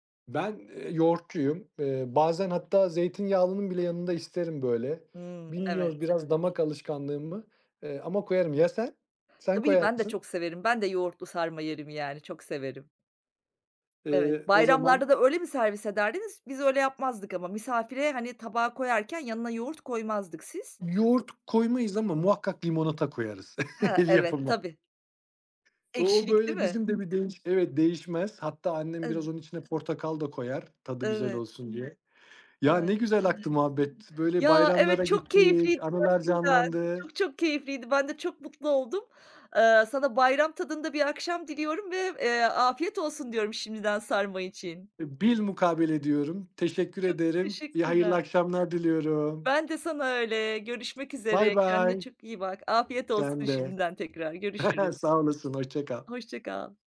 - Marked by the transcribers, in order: other background noise; chuckle; unintelligible speech; tapping; chuckle
- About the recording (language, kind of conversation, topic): Turkish, unstructured, Bayramlarda en sevdiğiniz yemek hangisi?